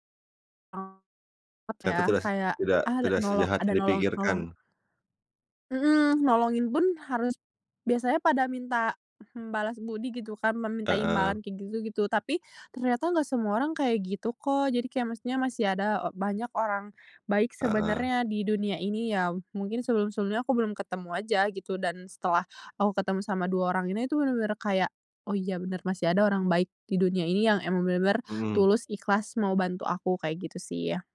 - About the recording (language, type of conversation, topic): Indonesian, podcast, Keputusan spontan apa yang ternyata berdampak besar bagi hidupmu?
- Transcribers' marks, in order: tapping